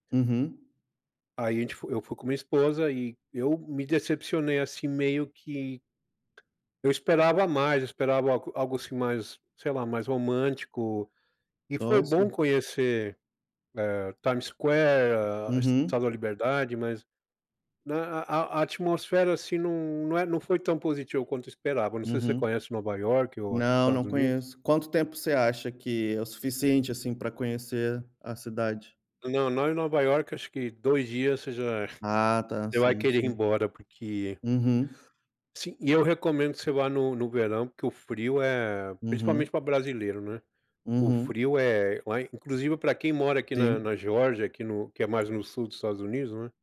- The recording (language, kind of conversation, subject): Portuguese, unstructured, Qual foi a viagem mais inesquecível que você já fez?
- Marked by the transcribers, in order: tapping